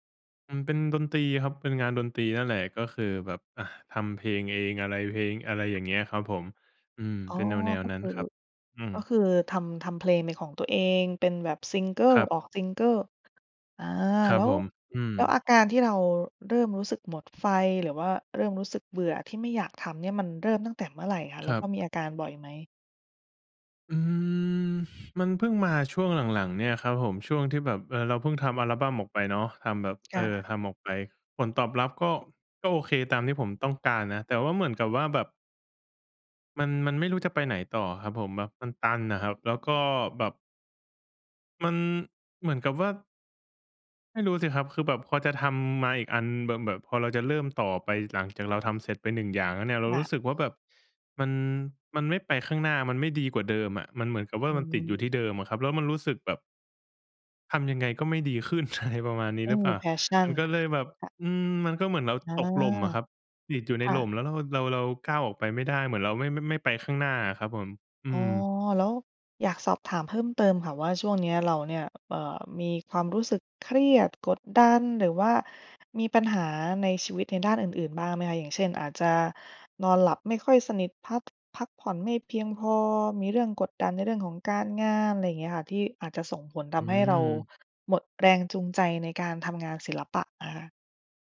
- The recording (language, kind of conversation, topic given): Thai, advice, ทำอย่างไรดีเมื่อหมดแรงจูงใจทำงานศิลปะที่เคยรัก?
- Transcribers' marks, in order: tapping; other background noise; laughing while speaking: "อะไร"; in English: "Passion"